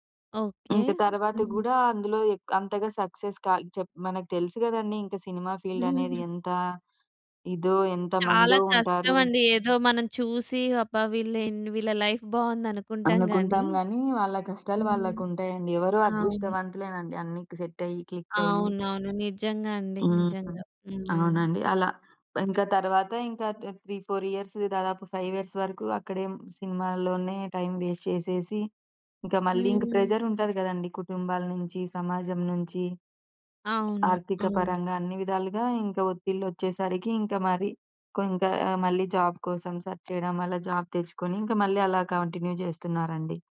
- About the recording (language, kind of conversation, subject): Telugu, podcast, నచ్చిన పనిని ప్రాధాన్యంగా ఎంచుకోవాలా, లేక స్థిర ఆదాయానికి ఎక్కువ ప్రాధాన్యం ఇవ్వాలా?
- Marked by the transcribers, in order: in English: "సక్సెస్"; chuckle; in English: "ఫీల్డ్"; in English: "లైఫ్"; in English: "సెట్"; in English: "క్లిక్"; in English: "త్రీ ఫోర్ ఇయర్స్"; in English: "ఫైవ్ ఇయర్స్"; in English: "ప్రెషర్"; in English: "జాబ్"; in English: "సెర్చ్"; in English: "జాబ్"; in English: "కంటిన్యూ"